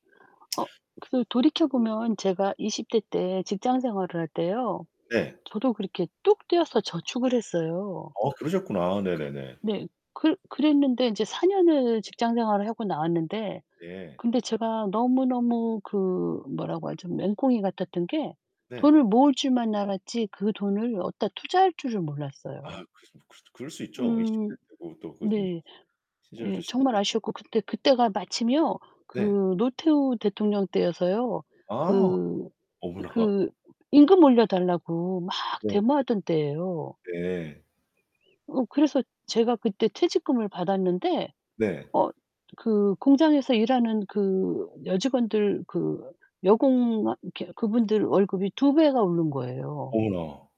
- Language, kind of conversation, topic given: Korean, unstructured, 돈 관리를 하면서 사람들이 가장 흔히 하는 실수는 무엇일까요?
- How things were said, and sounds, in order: lip smack; other background noise; distorted speech; laughing while speaking: "어머나"